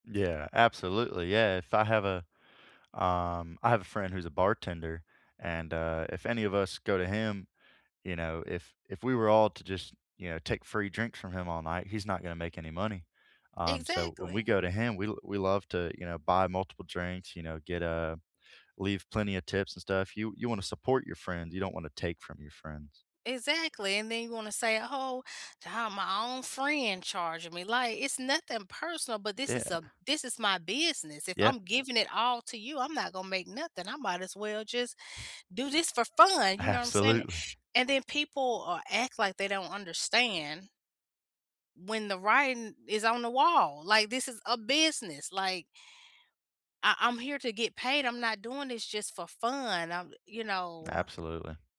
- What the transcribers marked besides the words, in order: other background noise; laughing while speaking: "Absolutely"
- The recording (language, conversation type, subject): English, unstructured, What qualities do you value most in a close friend?
- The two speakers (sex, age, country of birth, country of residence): female, 40-44, United States, United States; male, 18-19, United States, United States